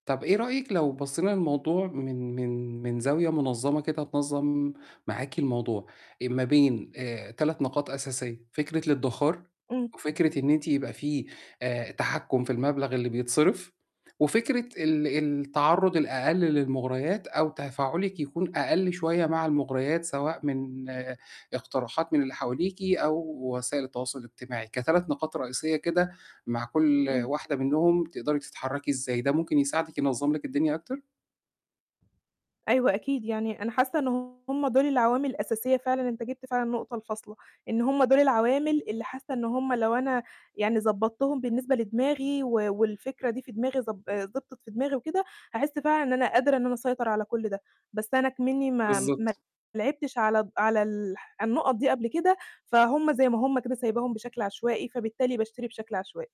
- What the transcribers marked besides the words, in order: distorted speech; tapping
- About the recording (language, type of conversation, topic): Arabic, advice, إزاي أفرق بين اللي أنا عايزه بجد وبين اللي ضروري؟